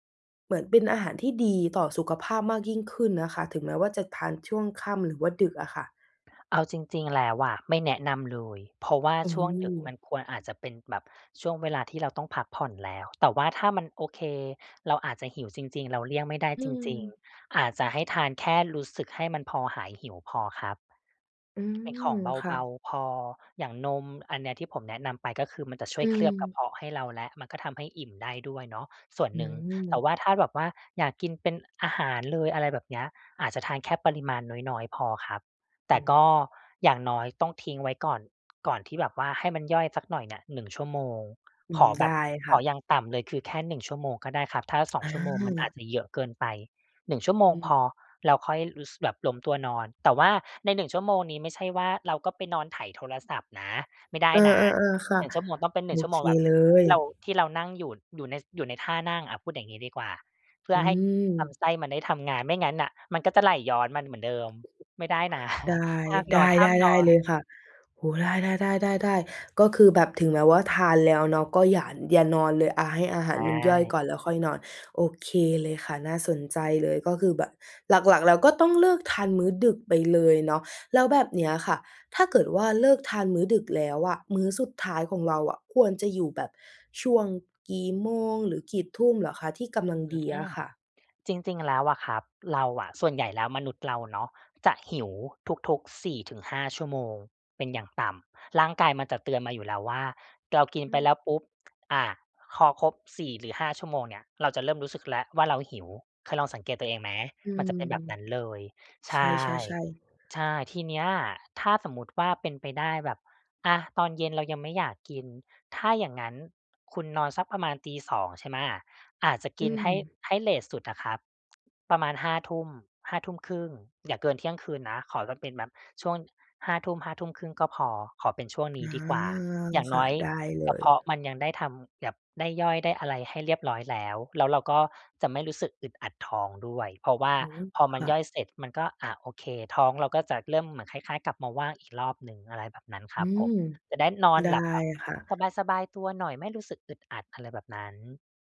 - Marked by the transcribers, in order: tapping; other background noise; other noise; chuckle
- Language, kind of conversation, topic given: Thai, advice, พยายามกินอาหารเพื่อสุขภาพแต่หิวตอนกลางคืนและมักหยิบของกินง่าย ๆ ควรทำอย่างไร